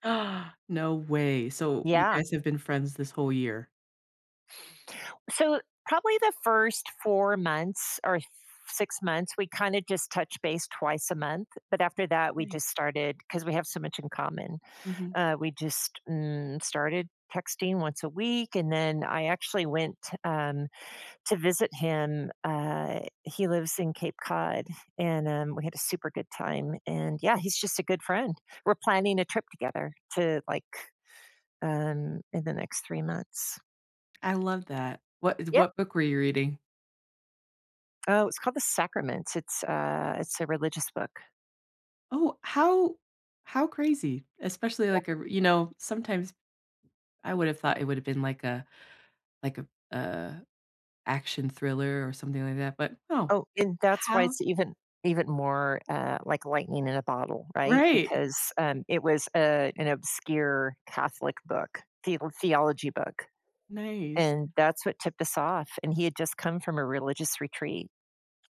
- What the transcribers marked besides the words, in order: gasp; other background noise; tapping
- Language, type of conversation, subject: English, unstructured, How can I meet someone amazing while traveling?